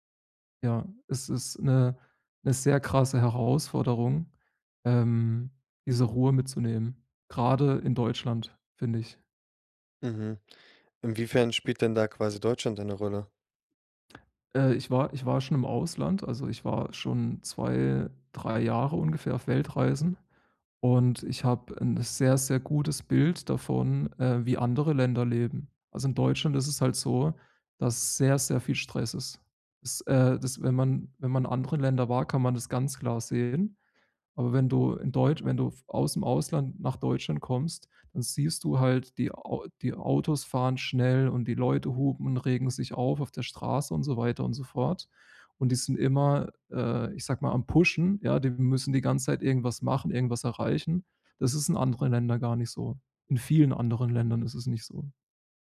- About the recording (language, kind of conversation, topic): German, advice, Wie kann ich alte Muster loslassen und ein neues Ich entwickeln?
- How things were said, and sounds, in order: in English: "pushen"